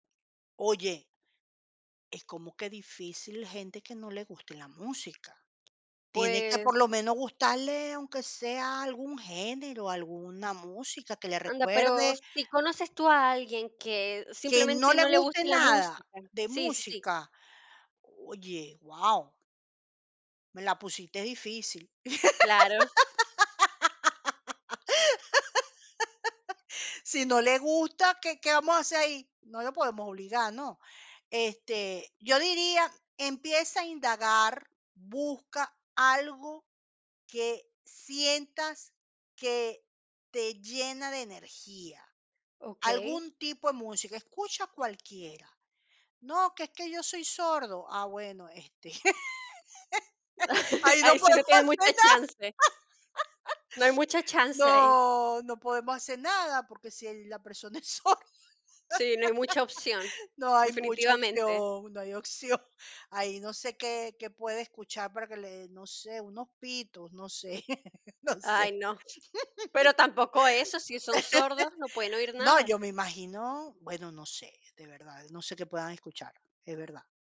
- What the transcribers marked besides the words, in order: laugh; laugh; joyful: "Ahí no podemos hacer nada … persona es sorda"; laughing while speaking: "Ahí no podemos hacer nada"; laugh; laughing while speaking: "Ahí sí no tiene mucha chance"; laughing while speaking: "sorda"; laugh; chuckle; laugh
- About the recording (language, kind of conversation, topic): Spanish, podcast, ¿Qué escuchas cuando necesitas animarte?